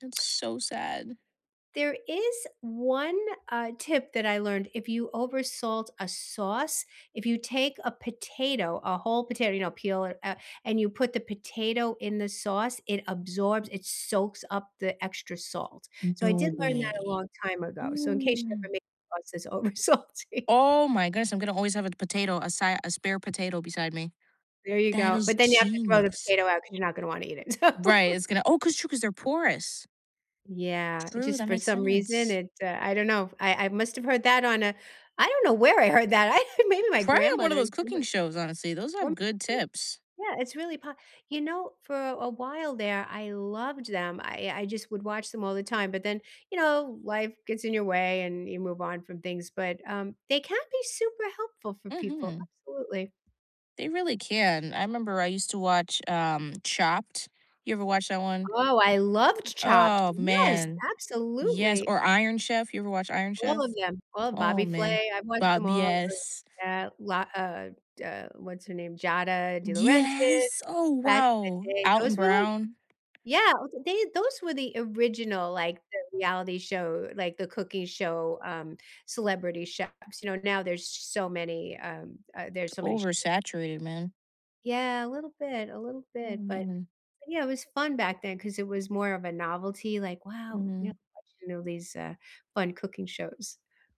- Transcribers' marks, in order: laughing while speaking: "over salty"; tapping; background speech; laughing while speaking: "so"; laughing while speaking: "I think"; unintelligible speech; other background noise
- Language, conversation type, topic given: English, unstructured, What’s a common cooking mistake people often don’t realize they make?
- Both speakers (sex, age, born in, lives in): female, 20-24, United States, United States; female, 65-69, United States, United States